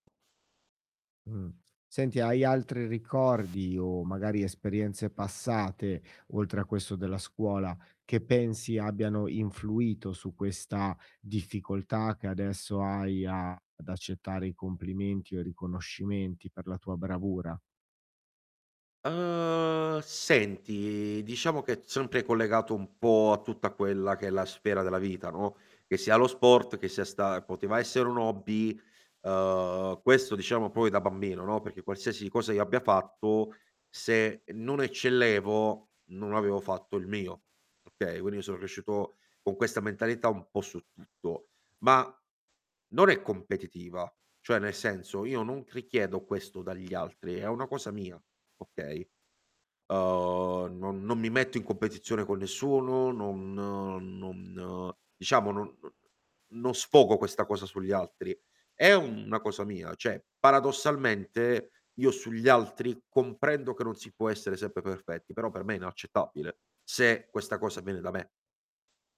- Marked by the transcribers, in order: tapping; "cioè" said as "ceh"
- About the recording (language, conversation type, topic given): Italian, advice, Perché faccio fatica ad accettare complimenti o riconoscimenti dagli altri?